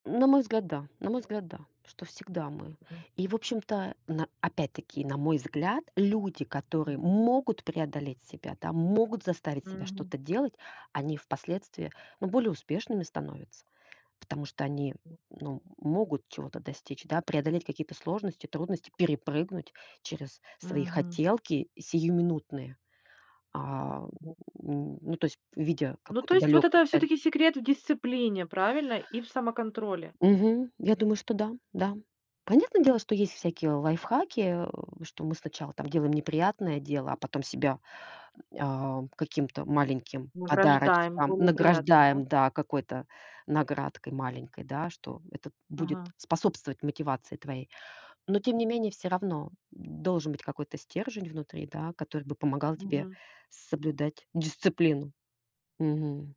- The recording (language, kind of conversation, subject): Russian, podcast, Как справляться с прокрастинацией при учёбе?
- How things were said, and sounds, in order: chuckle